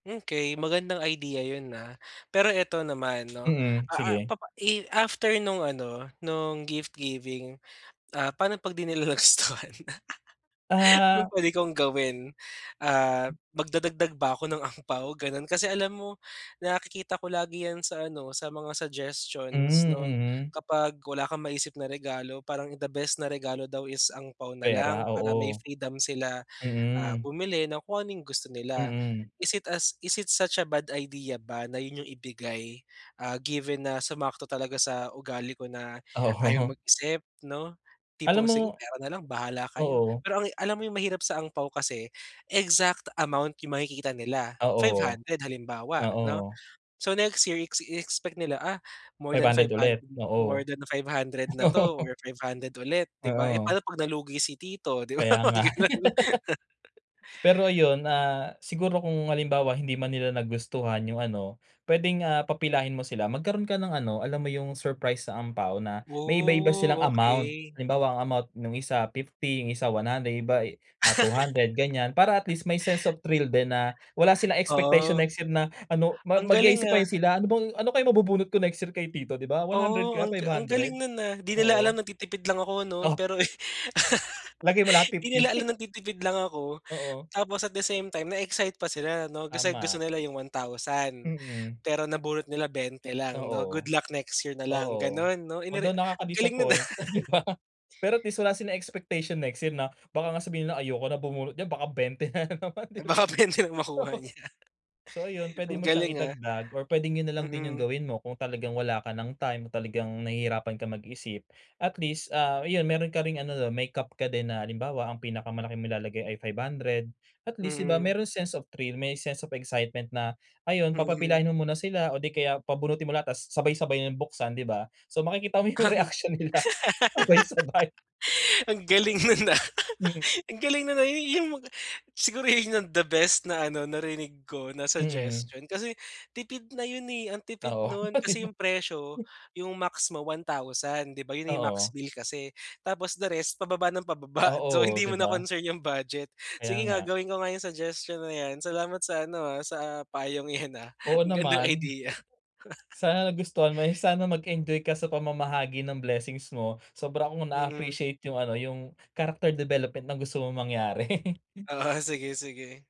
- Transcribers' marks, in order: tapping; chuckle; other background noise; laughing while speaking: "Oo"; chuckle; laugh; laughing while speaking: "'di ba mga gano'n"; chuckle; in English: "sense of thrill"; chuckle; laughing while speaking: "'di ba"; chuckle; laughing while speaking: "na naman, 'di ba? Oo"; laughing while speaking: "Baka puwede lang makuha niya"; in English: "sense of thrill"; in English: "sense of excitement"; laughing while speaking: "Ang"; laugh; laughing while speaking: "yung reaction nila sabay-sabay"; laughing while speaking: "nun"; laugh; laughing while speaking: "oh 'di ba?"; chuckle; in English: "character development"; chuckle; laughing while speaking: "Oo"
- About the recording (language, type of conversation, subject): Filipino, advice, Paano ako pipili ng angkop na regalo para sa isang tao?